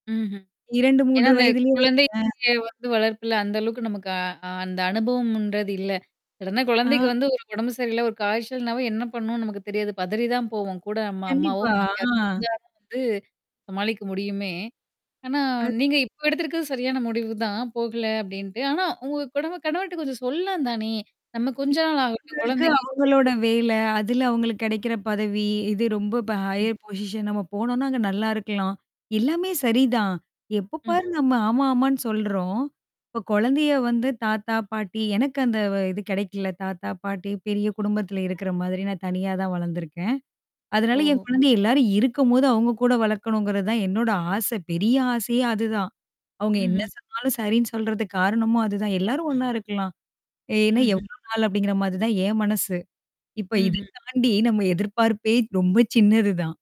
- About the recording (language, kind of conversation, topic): Tamil, podcast, உறுதியாக “இல்லை” என்று சொல்லியதன் மூலம் நீங்கள் கற்றுக்கொண்ட பாடம் என்ன?
- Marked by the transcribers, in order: distorted speech; static; other noise; other background noise; tapping; in English: "ஹையர் பொசிஷன்"; mechanical hum